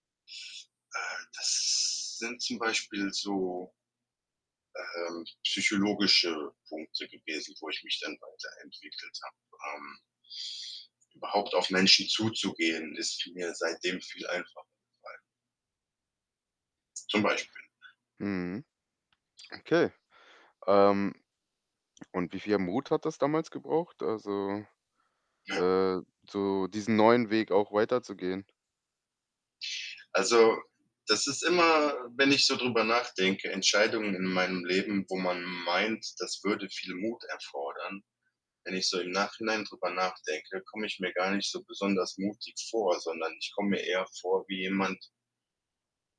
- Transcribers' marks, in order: drawn out: "das"; other background noise
- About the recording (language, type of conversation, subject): German, podcast, Kannst du von einem Zufall erzählen, der dein Leben verändert hat?
- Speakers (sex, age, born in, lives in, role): male, 25-29, Germany, Germany, host; male, 35-39, Germany, Germany, guest